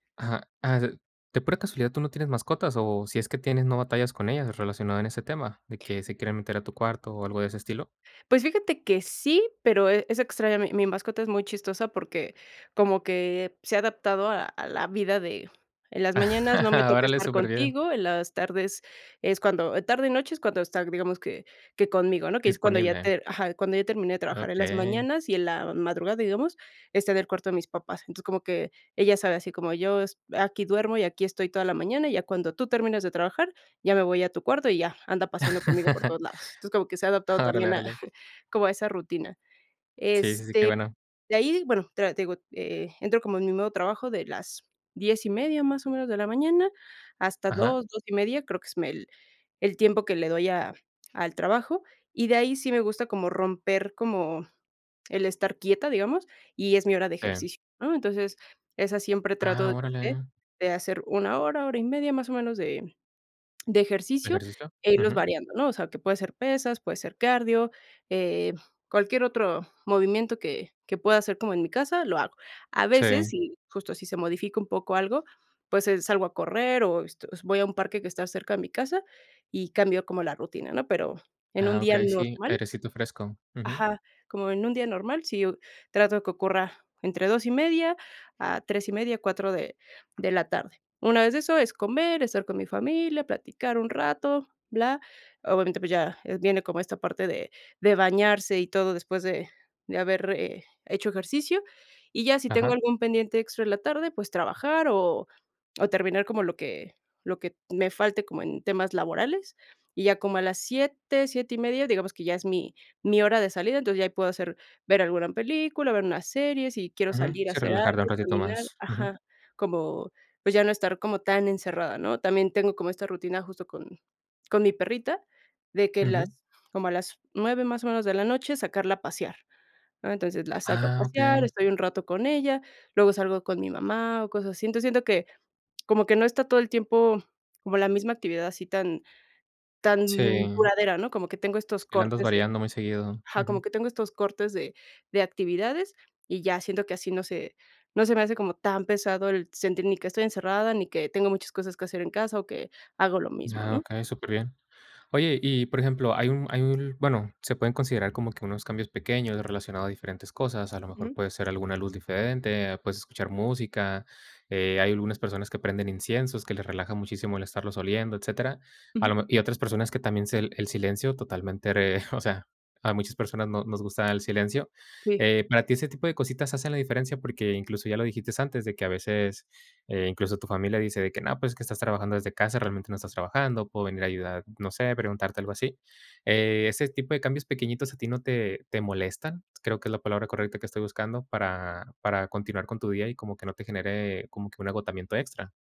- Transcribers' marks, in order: laugh; laugh; chuckle; other background noise
- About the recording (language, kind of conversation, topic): Spanish, podcast, ¿Qué estrategias usas para evitar el agotamiento en casa?